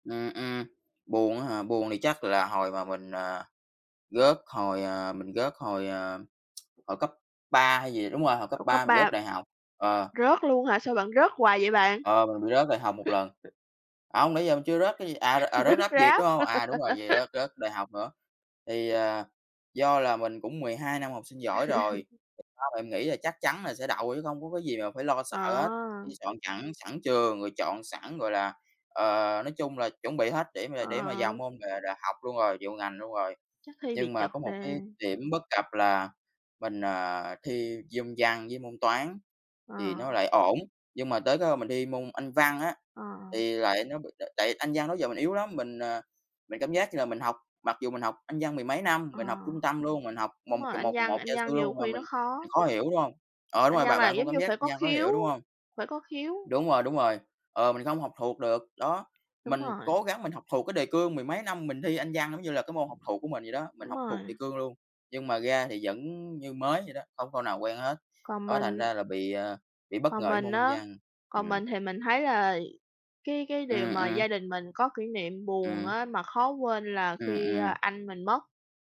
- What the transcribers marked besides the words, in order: tapping; other background noise; laugh; chuckle; laugh; chuckle; "môn" said as "dôn"
- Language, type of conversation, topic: Vietnamese, unstructured, Khoảnh khắc nào trong gia đình khiến bạn nhớ nhất?